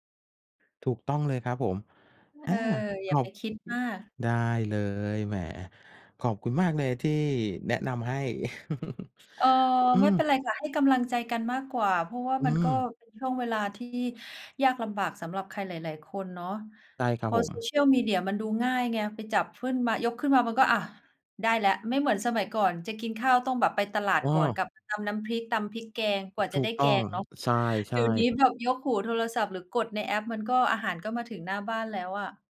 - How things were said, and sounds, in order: other noise; chuckle; "ขึ้น" said as "พื่น"; tapping
- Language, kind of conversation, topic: Thai, unstructured, คุณเคยรู้สึกเหงาหรือเศร้าจากการใช้โซเชียลมีเดียไหม?